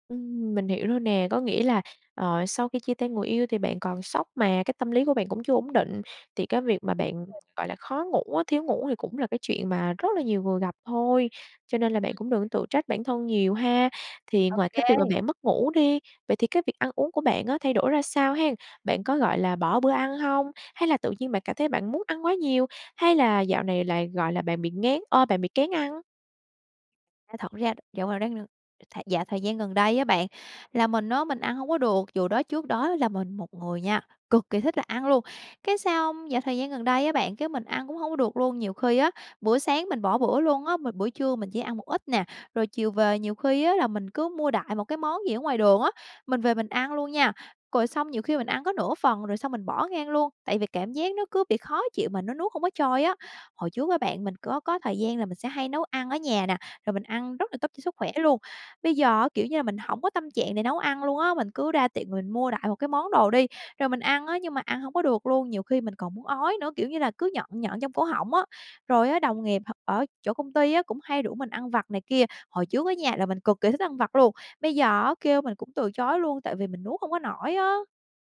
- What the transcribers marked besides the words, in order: unintelligible speech; tapping; other background noise; "rồi" said as "cồi"
- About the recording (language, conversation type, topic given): Vietnamese, advice, Bạn đang bị mất ngủ và ăn uống thất thường vì đau buồn, đúng không?